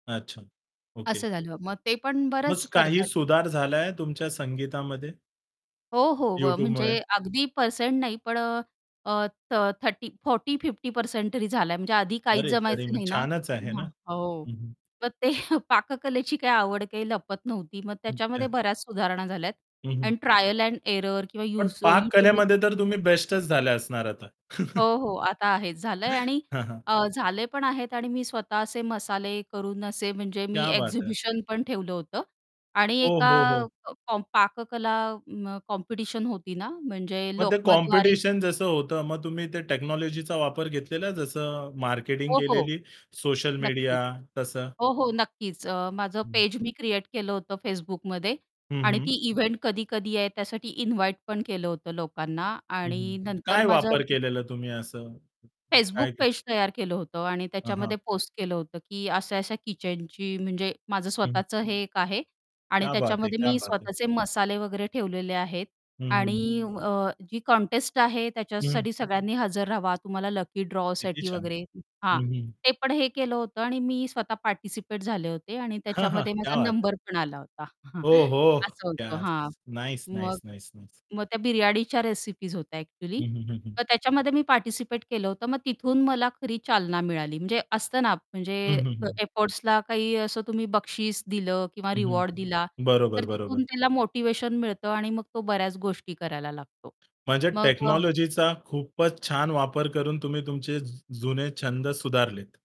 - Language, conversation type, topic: Marathi, podcast, तंत्रज्ञानाच्या मदतीने जुने छंद अधिक चांगल्या पद्धतीने कसे विकसित करता येतील?
- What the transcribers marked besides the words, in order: other background noise; laughing while speaking: "ते"; tapping; unintelligible speech; in English: "ट्रायल एंड एरर"; chuckle; in Hindi: "क्या बात है!"; in English: "एक्झिबिशन"; in English: "टेक्नॉलॉजीचा"; static; in English: "इव्हेंट"; in Hindi: "क्या बात है! क्या बात है!"; chuckle; in Hindi: "क्या बात है!"; "येस" said as "क्यस"; chuckle; in English: "एफर्ट्सला"; distorted speech; in English: "टेक्नॉलॉजीचा"